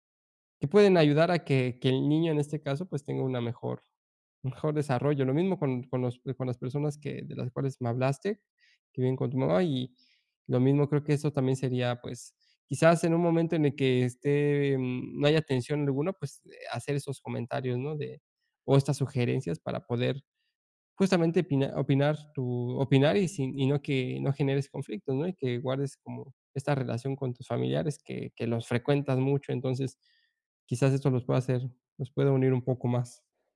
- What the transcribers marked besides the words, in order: none
- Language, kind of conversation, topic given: Spanish, advice, ¿Cómo puedo expresar lo que pienso sin generar conflictos en reuniones familiares?